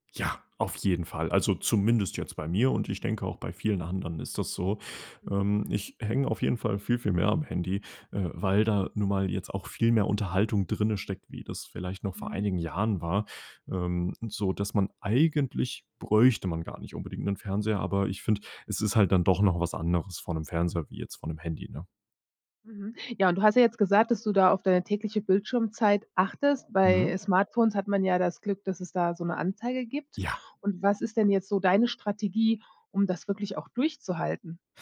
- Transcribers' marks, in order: none
- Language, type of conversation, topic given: German, podcast, Wie gehst du mit deiner täglichen Bildschirmzeit um?